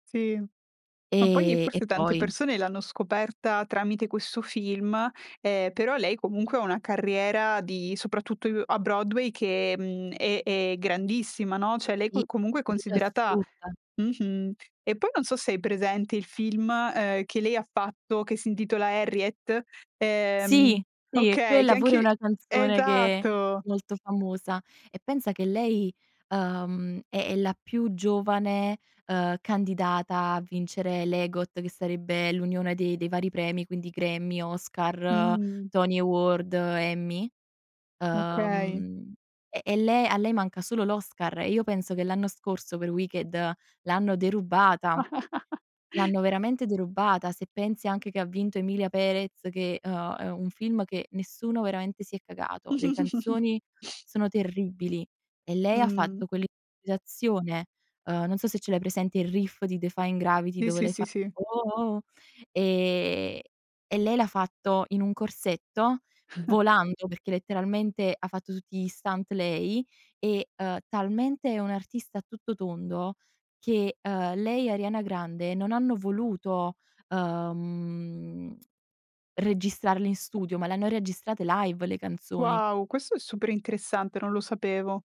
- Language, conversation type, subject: Italian, podcast, Qual è la canzone che non ti stanchi mai di ascoltare?
- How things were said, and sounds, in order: "cioè" said as "ceh"; unintelligible speech; laugh; snort; "quell'improvvisazione" said as "isazione"; tapping; singing: "Uoh oh oh"; chuckle; in English: "stunt"; tsk; in English: "live"